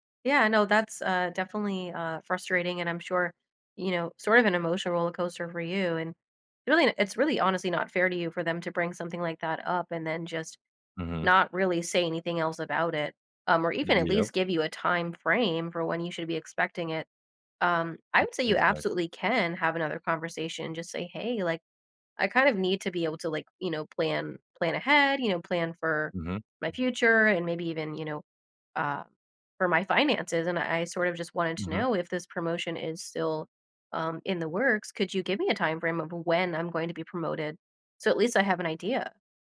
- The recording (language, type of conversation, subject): English, advice, How can I position myself for a promotion at my company?
- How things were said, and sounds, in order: none